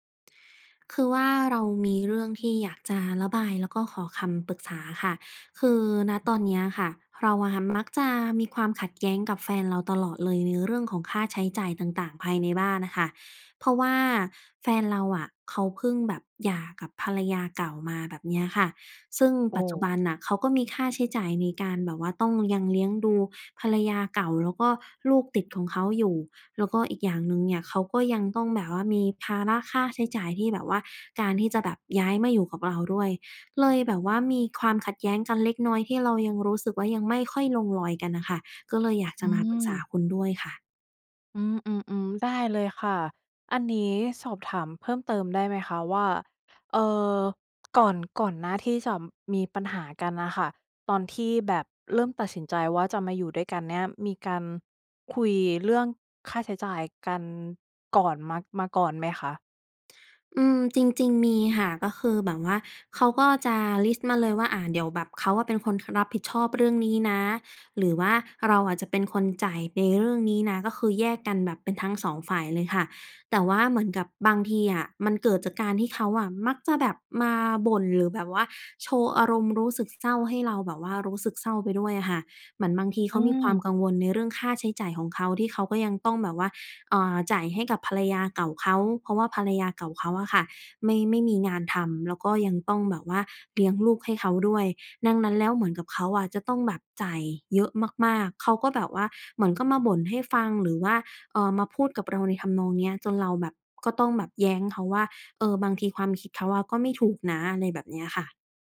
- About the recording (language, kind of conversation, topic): Thai, advice, คุณควรคุยกับคู่รักอย่างไรเมื่อมีความขัดแย้งเรื่องการใช้จ่าย?
- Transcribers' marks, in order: other background noise